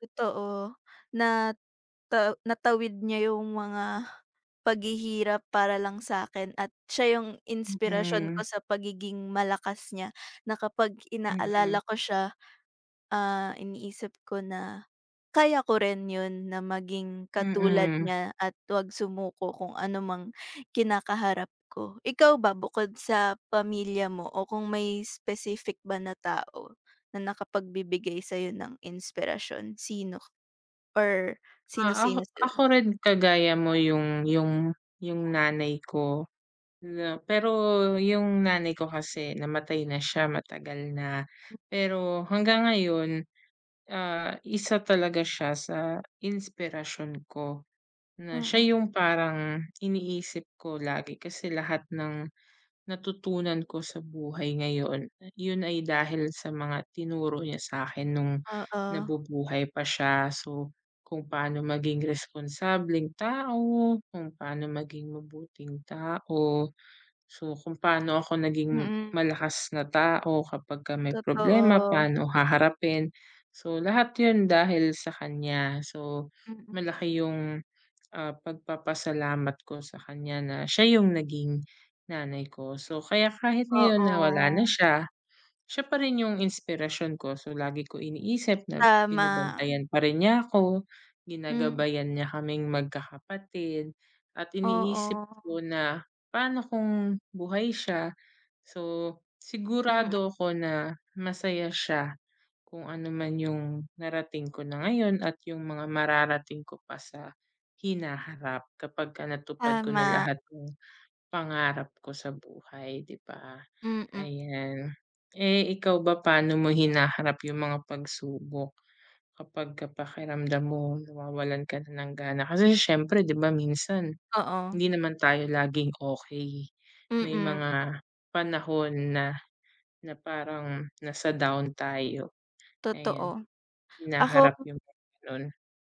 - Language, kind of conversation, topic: Filipino, unstructured, Ano ang paborito mong gawin upang manatiling ganado sa pag-abot ng iyong pangarap?
- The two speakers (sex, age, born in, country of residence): female, 20-24, Philippines, Philippines; female, 30-34, Philippines, Philippines
- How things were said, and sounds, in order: other background noise; tapping